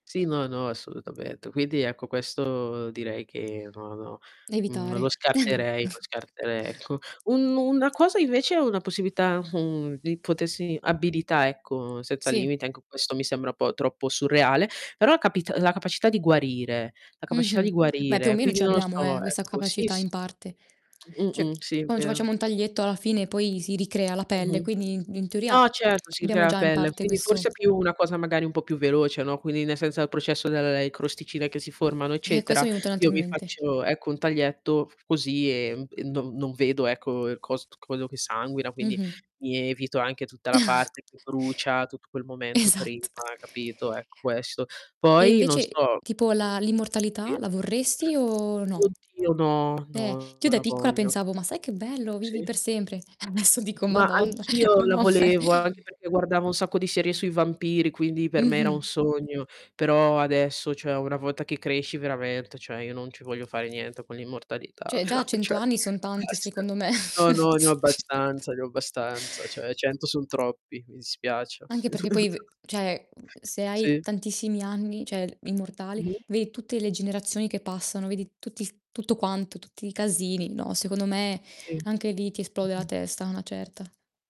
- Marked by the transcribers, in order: tapping; distorted speech; other background noise; chuckle; static; "senza" said as "seza"; "capacità" said as "capascità"; "Cioè" said as "ceh"; "adesso" said as "aesso"; "venuto" said as "enuto"; chuckle; laughing while speaking: "Esatt"; laughing while speaking: "E"; "volta" said as "votta"; "Cioè" said as "ceh"; laughing while speaking: "però ceh"; "cioè" said as "ceh"; unintelligible speech; chuckle; chuckle; "cioè" said as "ceh"; "cioè" said as "ceh"; "vedi" said as "vei"
- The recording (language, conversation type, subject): Italian, unstructured, Se potessi imparare una nuova abilità senza limiti, quale sceglieresti?